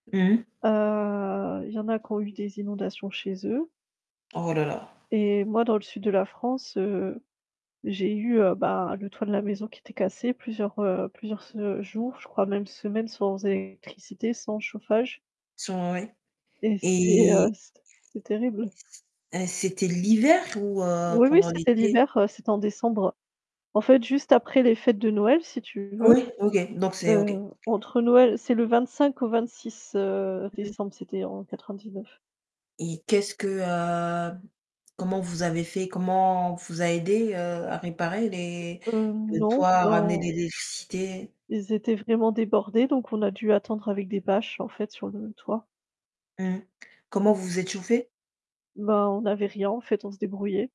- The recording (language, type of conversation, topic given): French, unstructured, Que craignez-vous le plus : la sécheresse, les inondations ou les tempêtes ?
- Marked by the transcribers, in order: static; drawn out: "Heu"; tapping; distorted speech; unintelligible speech; other background noise; drawn out: "heu"